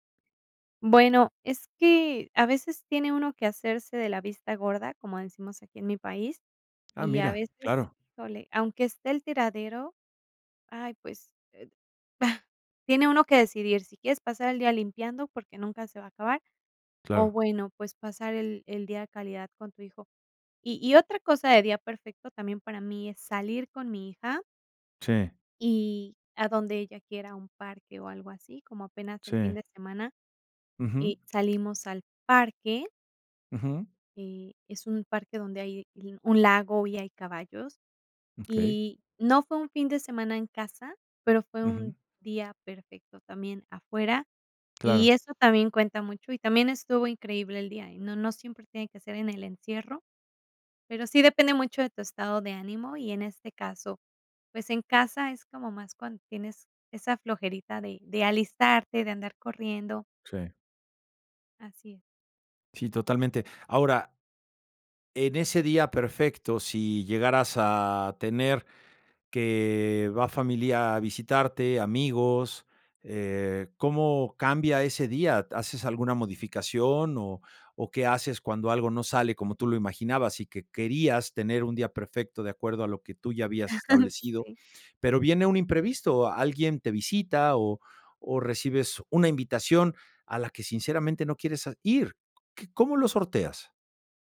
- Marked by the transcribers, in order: tapping; chuckle
- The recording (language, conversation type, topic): Spanish, podcast, ¿Cómo sería tu día perfecto en casa durante un fin de semana?